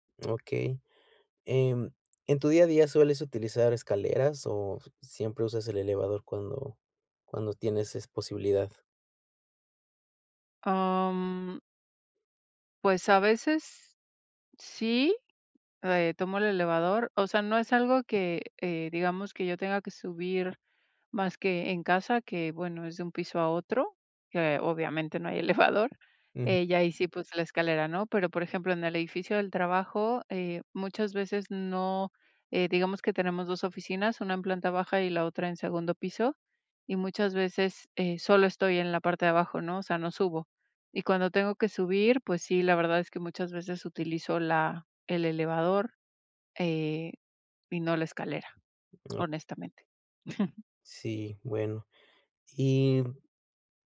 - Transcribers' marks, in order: drawn out: "Mm"; laughing while speaking: "no hay elevador"; other background noise; chuckle
- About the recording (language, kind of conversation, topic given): Spanish, advice, Rutinas de movilidad diaria
- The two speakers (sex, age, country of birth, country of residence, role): female, 40-44, Mexico, Mexico, user; male, 35-39, Mexico, Mexico, advisor